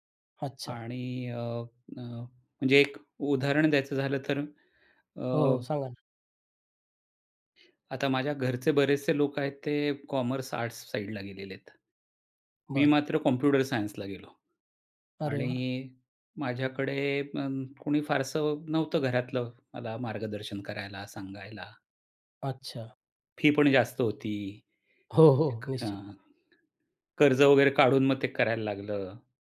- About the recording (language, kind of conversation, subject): Marathi, podcast, थोडा त्याग करून मोठा फायदा मिळवायचा की लगेच फायदा घ्यायचा?
- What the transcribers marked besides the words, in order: other noise